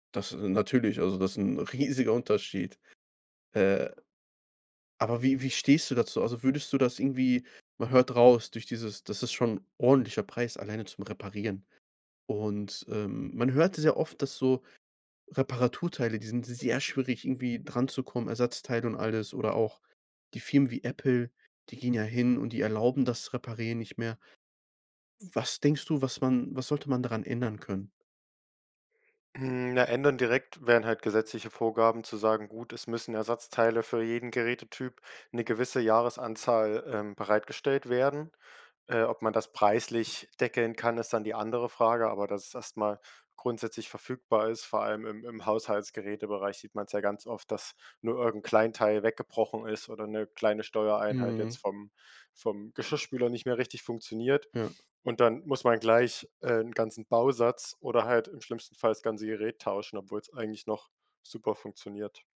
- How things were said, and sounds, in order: stressed: "riesiger"; other background noise
- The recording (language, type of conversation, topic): German, podcast, Was hältst du davon, Dinge zu reparieren, statt sie wegzuwerfen?